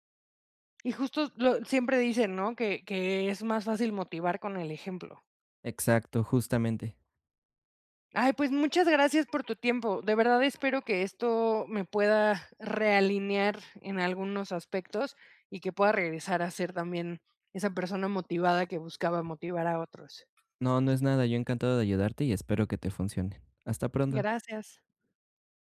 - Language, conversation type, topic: Spanish, advice, ¿Cómo puedo mantener la motivación y el sentido en mi trabajo?
- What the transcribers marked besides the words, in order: other background noise